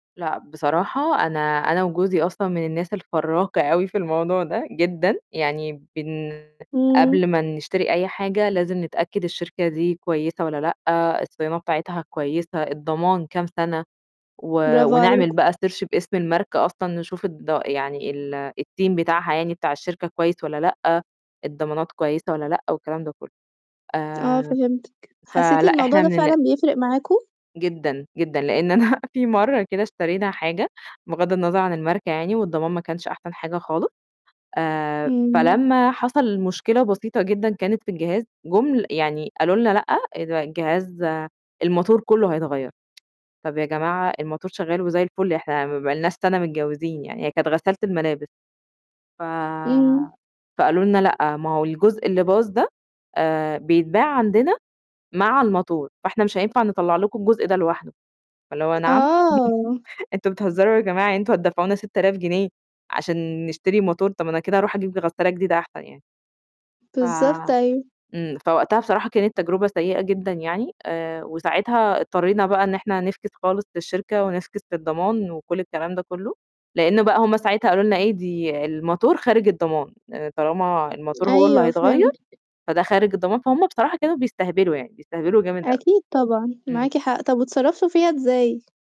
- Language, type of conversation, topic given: Arabic, podcast, بصراحة، إزاي التكنولوجيا ممكن تسهّل علينا شغل البيت اليومي؟
- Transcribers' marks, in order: tapping; distorted speech; in English: "search"; in English: "الteam"; laughing while speaking: "أنا"; tsk; chuckle